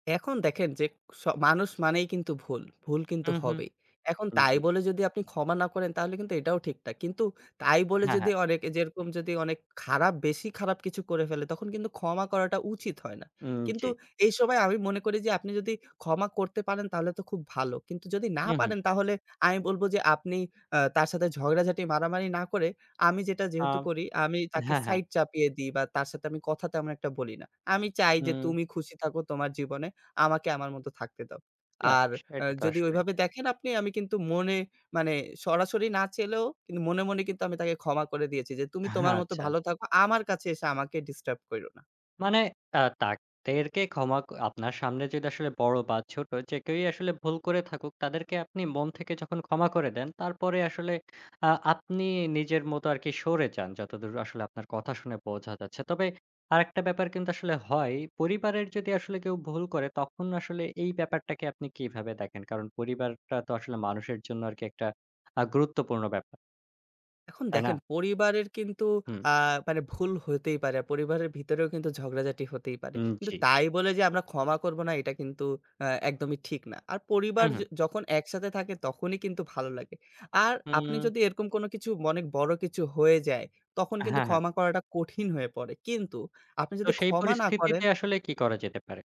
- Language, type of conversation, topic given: Bengali, podcast, আপনি কীভাবে ক্ষমা চান বা কাউকে ক্ষমা করেন?
- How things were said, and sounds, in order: tapping; "চাইলেও" said as "চেলেও"; "কিন্তু" said as "কিনু"; "তাদেরকে" said as "তাকদেরকে"